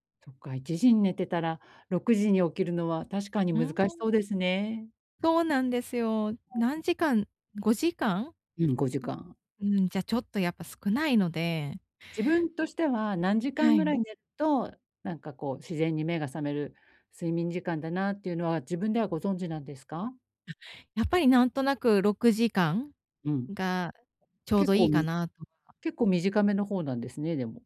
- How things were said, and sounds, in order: other background noise
- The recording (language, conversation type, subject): Japanese, advice, 就寝前に何をすると、朝すっきり起きられますか？